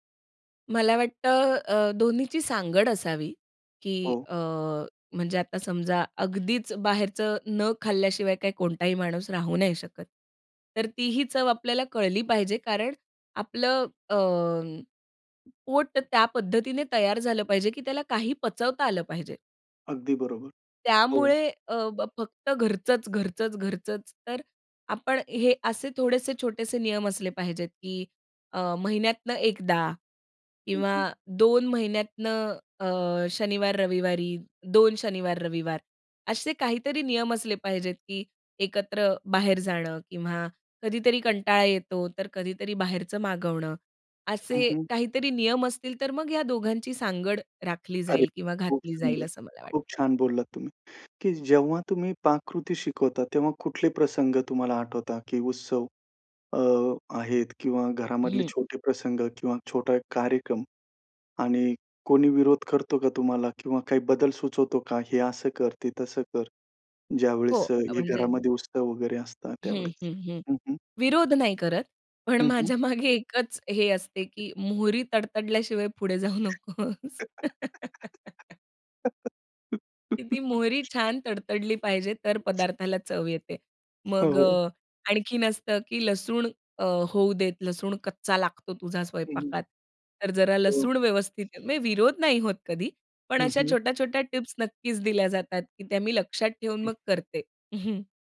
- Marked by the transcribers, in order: other background noise; other noise; tapping; laughing while speaking: "माझ्यामागे एकच"; laugh; laughing while speaking: "पुढे जाऊ नकोस"; chuckle; chuckle
- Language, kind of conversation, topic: Marathi, podcast, घरच्या जुन्या पाककृती पुढच्या पिढीपर्यंत तुम्ही कशा पद्धतीने पोहोचवता?